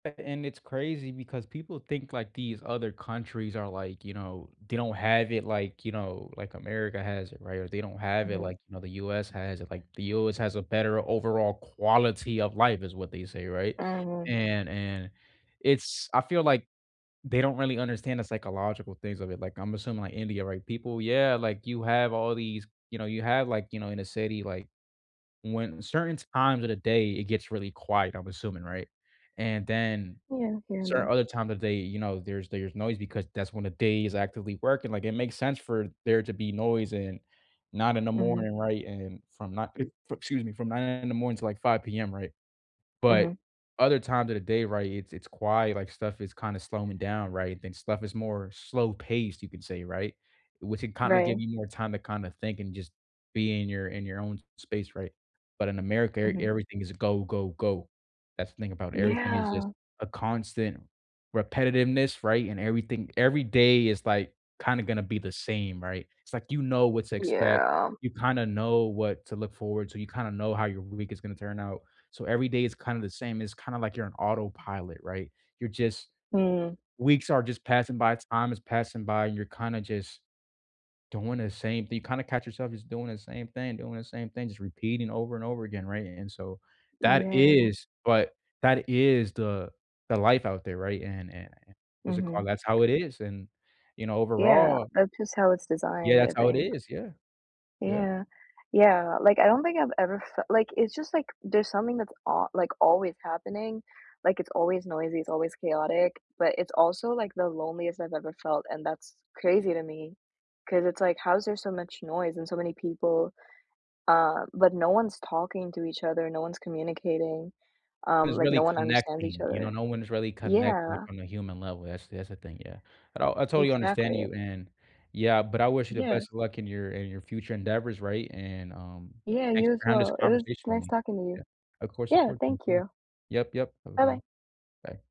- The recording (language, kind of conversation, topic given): English, unstructured, What kind of support helps you most during tough weeks, and how can we show up for each other?
- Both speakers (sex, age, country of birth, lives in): female, 18-19, United States, United States; male, 20-24, United States, United States
- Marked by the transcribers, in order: unintelligible speech; other background noise; tapping; put-on voice: "quality of life"; hiccup